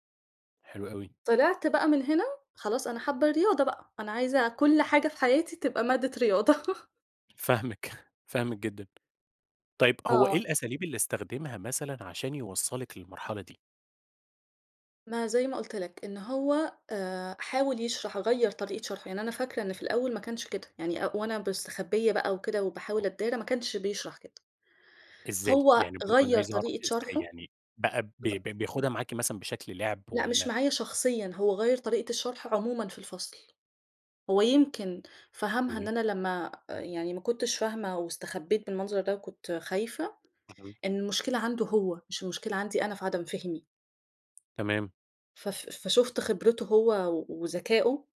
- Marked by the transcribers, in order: tapping; laugh; chuckle
- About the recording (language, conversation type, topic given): Arabic, podcast, مين المدرس أو المرشد اللي كان ليه تأثير كبير عليك، وإزاي غيّر حياتك؟